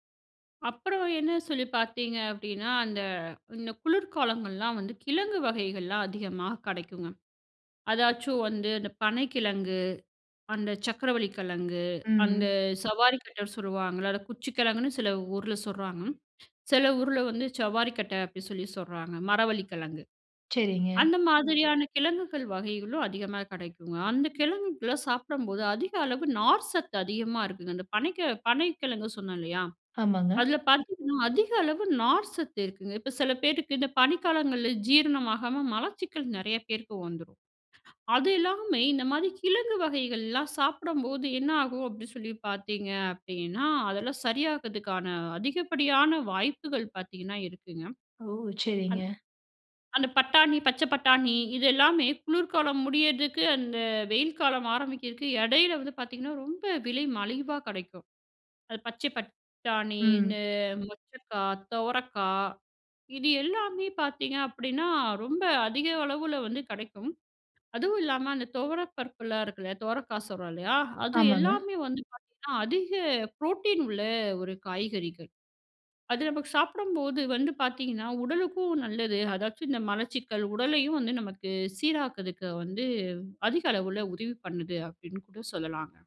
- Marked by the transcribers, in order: inhale; surprised: "ஓ!"; in English: "புரோட்டீன்"
- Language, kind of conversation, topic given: Tamil, podcast, பருவத்திற்கு ஏற்ற பழங்களையும் காய்கறிகளையும் நீங்கள் எப்படி தேர்வு செய்கிறீர்கள்?